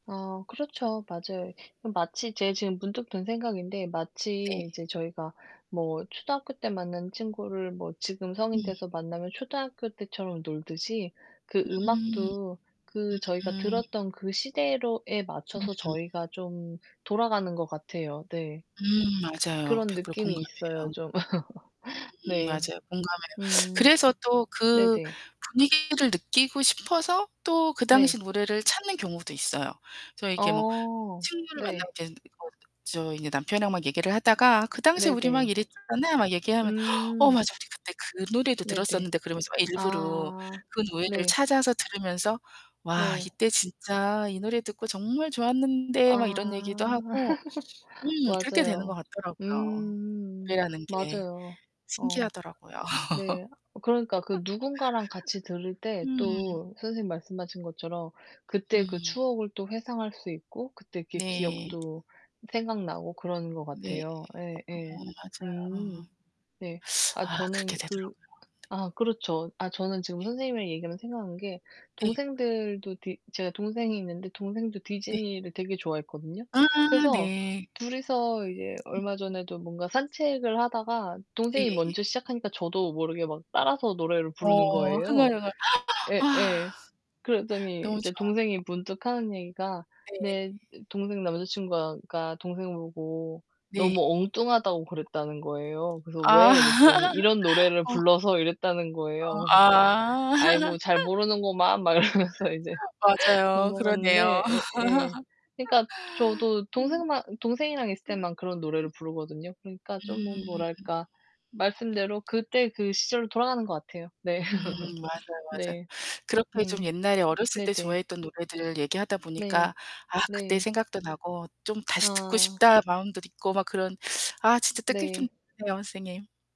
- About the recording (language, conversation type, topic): Korean, unstructured, 어렸을 때 좋아했던 노래가 있나요, 그리고 지금도 그 노래를 듣나요?
- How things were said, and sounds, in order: other background noise; static; distorted speech; laugh; gasp; laugh; tapping; laugh; gasp; laugh; laugh; laughing while speaking: "이러면서"; laugh; singing: "음 음 음"; laugh